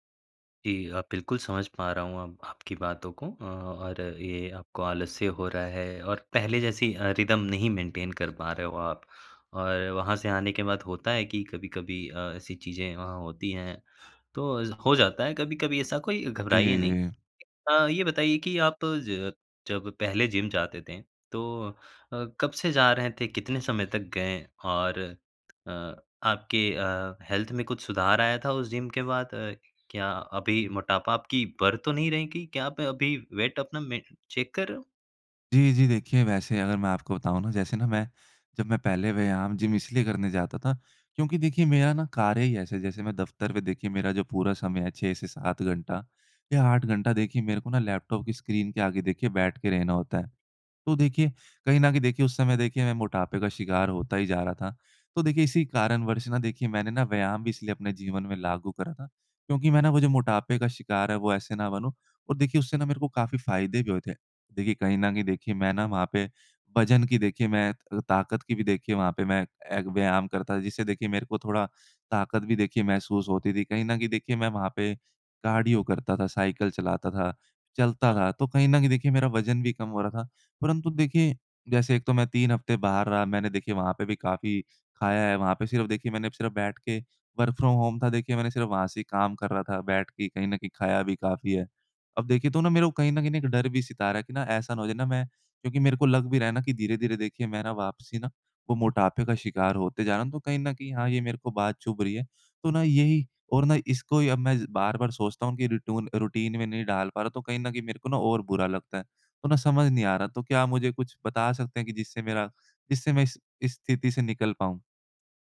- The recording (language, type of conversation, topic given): Hindi, advice, यात्रा के बाद व्यायाम की दिनचर्या दोबारा कैसे शुरू करूँ?
- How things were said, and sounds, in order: other background noise; in English: "रिदम"; in English: "मेंटेन"; tapping; in English: "हेल्थ"; in English: "वेट"; in English: "चेक"; in English: "कार्डियो"; in English: "वर्क फ्रॉम होम"; in English: "रिटून रूटीन"